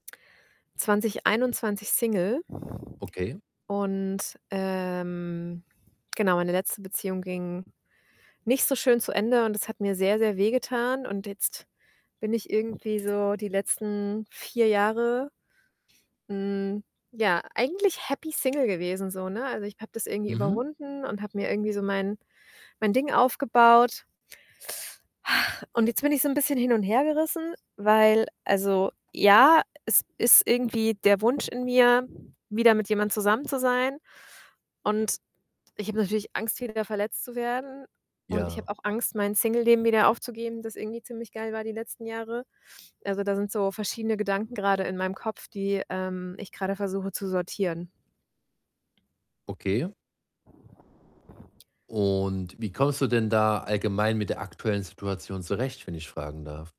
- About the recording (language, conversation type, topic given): German, advice, Wie kann ich nach einem Verlust wieder Vertrauen zu anderen aufbauen?
- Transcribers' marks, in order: tapping; other background noise; in English: "happy single"; sigh; distorted speech